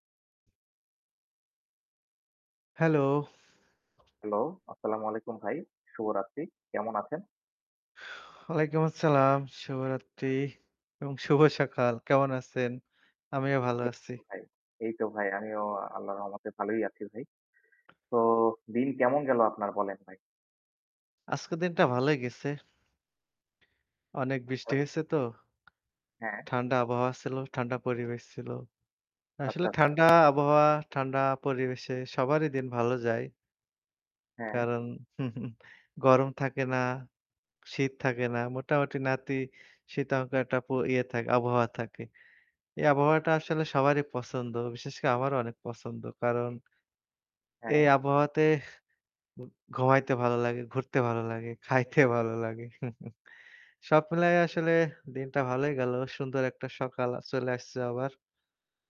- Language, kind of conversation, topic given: Bengali, unstructured, তুমি কি মনে করো প্রযুক্তি আমাদের জীবনে কেমন প্রভাব ফেলে?
- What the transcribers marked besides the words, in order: static; distorted speech; tongue click; unintelligible speech; tapping; chuckle; "নাতিশীত অঙ্ক" said as "নাতিশীতোষ্ণ"; chuckle